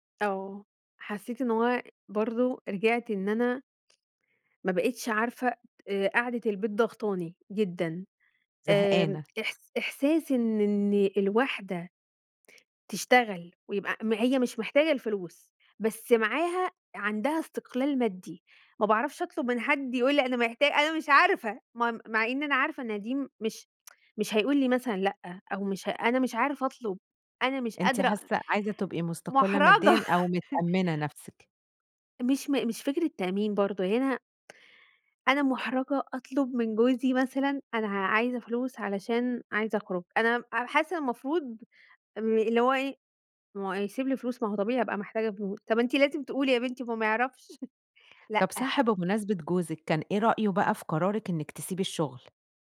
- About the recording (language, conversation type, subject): Arabic, podcast, إيه رأيك: تشتغل من البيت ولا تروح المكتب؟
- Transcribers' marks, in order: tsk; laugh; chuckle